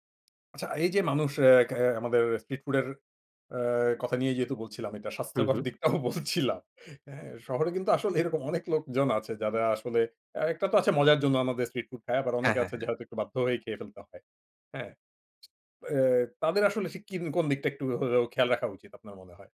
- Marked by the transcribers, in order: laughing while speaking: "স্বাস্থ্যকর দিকটাও"; other background noise
- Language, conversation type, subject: Bengali, podcast, রাস্তার কোনো খাবারের স্মৃতি কি আজও মনে আছে?